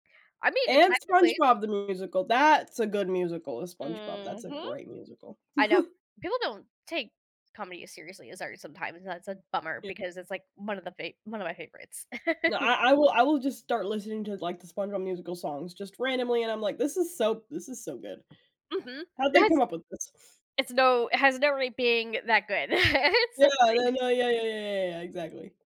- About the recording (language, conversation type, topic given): English, unstructured, How does art shape the way we experience the world around us?
- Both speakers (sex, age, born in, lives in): female, 18-19, United States, United States; female, 30-34, United States, United States
- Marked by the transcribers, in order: chuckle; chuckle; other background noise; laugh